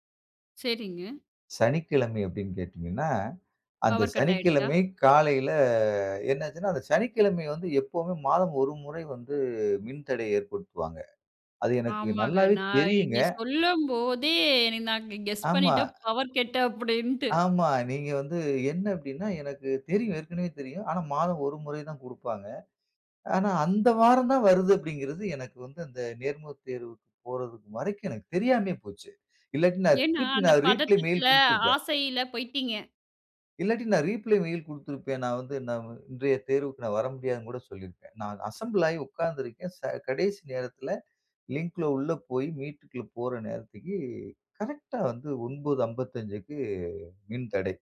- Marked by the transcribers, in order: in English: "பவர் கட்"; chuckle; in English: "பவர் கெட்டு"; in English: "ரிப்ளை மெயில்"; in English: "ரிப்ளை மெயில்"; in English: "அசெம்பிள்"; in English: "லிங்க்ல"
- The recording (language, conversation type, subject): Tamil, podcast, ஒரு பெரிய வாய்ப்பை தவறவிட்ட அனுபவத்தை பகிரலாமா?